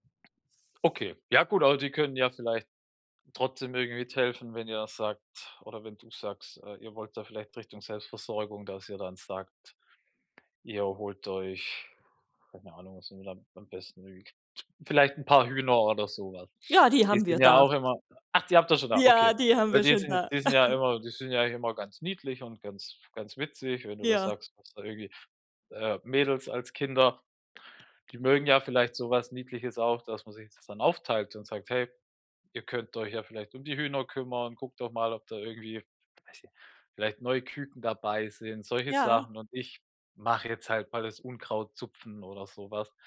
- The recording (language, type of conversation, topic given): German, advice, Wie kann ich meine Konsumgewohnheiten ändern, ohne Lebensqualität einzubüßen?
- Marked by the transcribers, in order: chuckle